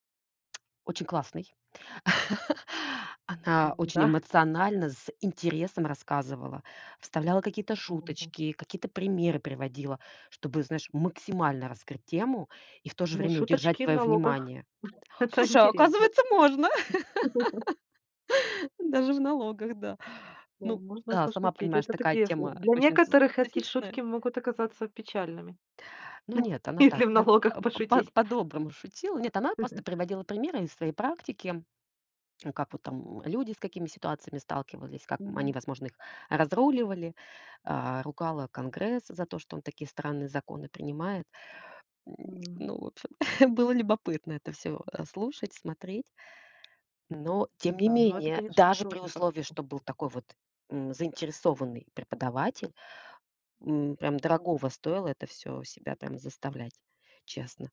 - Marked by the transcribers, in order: tapping; laugh; chuckle; laughing while speaking: "Это"; chuckle; laugh; chuckle; laughing while speaking: "Если в налогах пошутить"; chuckle; chuckle
- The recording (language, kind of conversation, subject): Russian, podcast, Как справляться с прокрастинацией при учёбе?